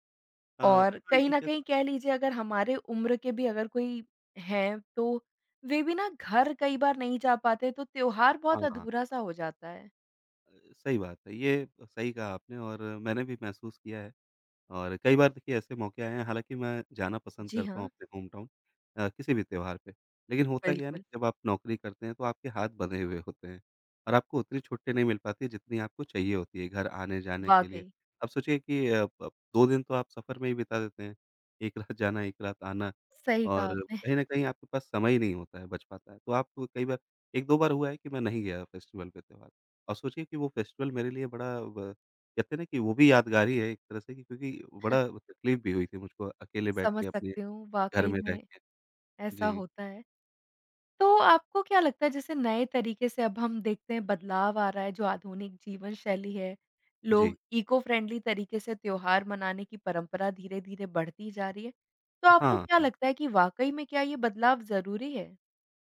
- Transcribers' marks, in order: tapping; in English: "होम टाउन"; other background noise; laughing while speaking: "एक रात"; laughing while speaking: "आपने"; in English: "फेस्टिवल"; in English: "फेस्टिवल"; chuckle; in English: "इको-फ्रेंडली"
- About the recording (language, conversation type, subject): Hindi, podcast, कौन-सा त्योहार आपको सबसे ज़्यादा भावनात्मक रूप से जुड़ा हुआ लगता है?